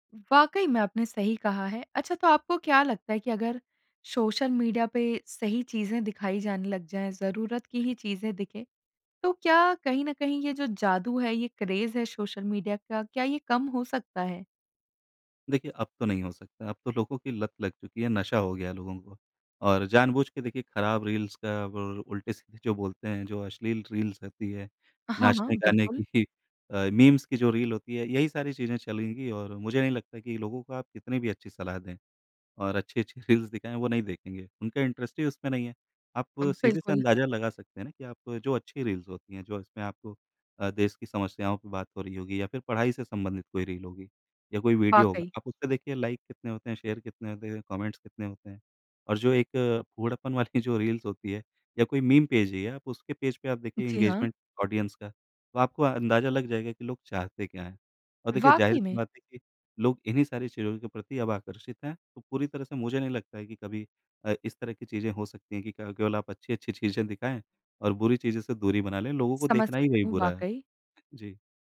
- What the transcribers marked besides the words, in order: tapping; in English: "क्रेज"; other background noise; in English: "रील्स"; in English: "रील्स"; chuckle; in English: "रील्स"; laughing while speaking: "रील्स"; in English: "इंटरेस्ट"; in English: "रील्स"; laughing while speaking: "वाली"; in English: "रील्स"; in English: "इंगेजमेंट ऑडियंस"; laughing while speaking: "चीज़ें"
- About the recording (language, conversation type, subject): Hindi, podcast, सोशल मीडिया की अनंत फीड से आप कैसे बचते हैं?